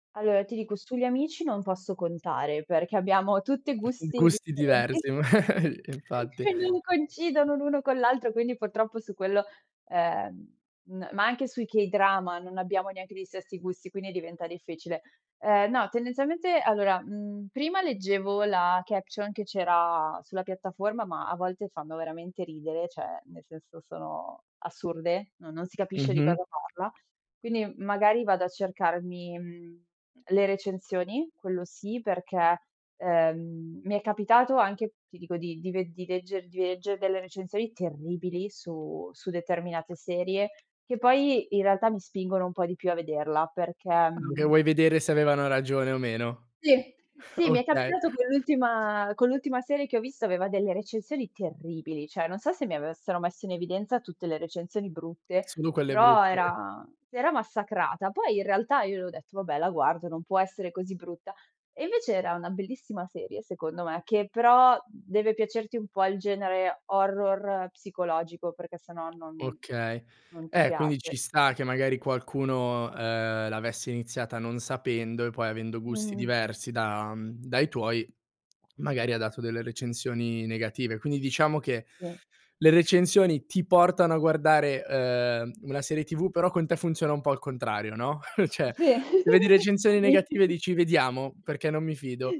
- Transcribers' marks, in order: other noise; laughing while speaking: "magari"; chuckle; tapping; in English: "caption"; "cioè" said as "ceh"; other background noise; "cioè" said as "ceh"; swallow; chuckle; "Cioè" said as "ceh"; laugh
- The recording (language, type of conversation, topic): Italian, podcast, Come scegli cosa guardare sulle piattaforme di streaming?